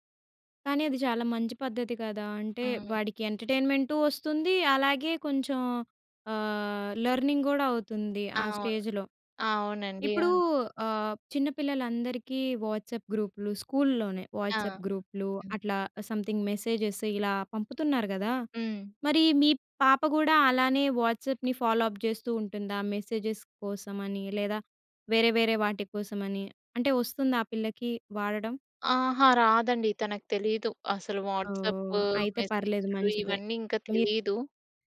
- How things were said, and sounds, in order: in English: "లెర్నింగ్"; in English: "స్టేజ్‌లో"; in English: "వాట్సాప్"; in English: "స్కూల్‌లోనే వాట్సాప్"; in English: "సమ్‌థింగ్ మెసేజెస్"; in English: "వాట్సాప్‌ని ఫాలో అప్"; in English: "మెసేజెస్"
- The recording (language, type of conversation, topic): Telugu, podcast, చిన్న పిల్లల కోసం డిజిటల్ నియమాలను మీరు ఎలా అమలు చేస్తారు?